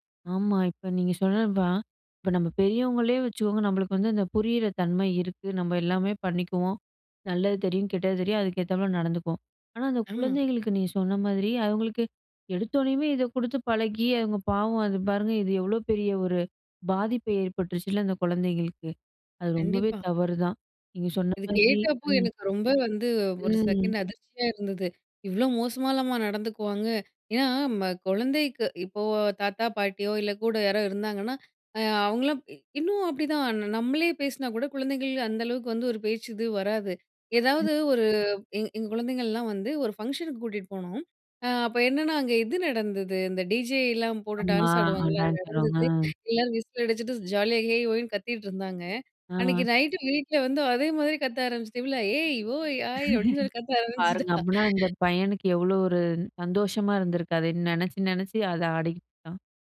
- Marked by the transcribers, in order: "தான்" said as "வான்"; other noise; background speech; in English: "டிஜேயிலாம்"; other background noise; laugh; laughing while speaking: "கத்த ஆரம்பிச்சிட்டா"
- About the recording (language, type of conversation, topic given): Tamil, podcast, குடும்ப நேரத்தில் கைபேசி பயன்பாட்டை எப்படி கட்டுப்படுத்துவீர்கள்?